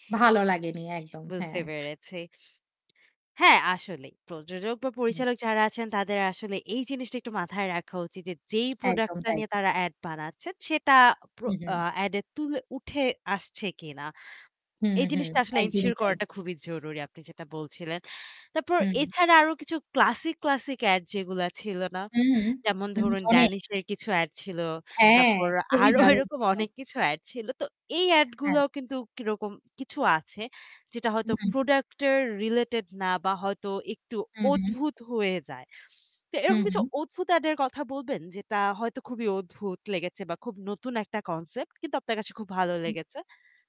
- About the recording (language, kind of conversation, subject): Bengali, podcast, টেলিভিশন বিজ্ঞাপনের কোনো মজার বা অদ্ভুত জিঙ্গেল কি আপনার মনে আছে?
- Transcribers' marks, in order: distorted speech; other background noise; static; laughing while speaking: "এরকম"